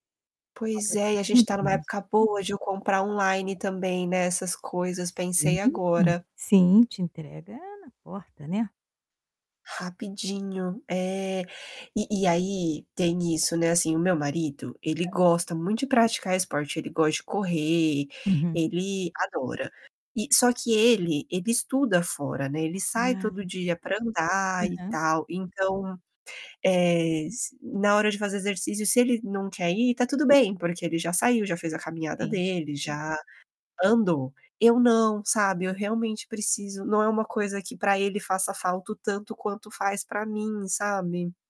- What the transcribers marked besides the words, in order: distorted speech; tapping
- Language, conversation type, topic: Portuguese, advice, Como você tem se esforçado para criar uma rotina diária de autocuidado sustentável?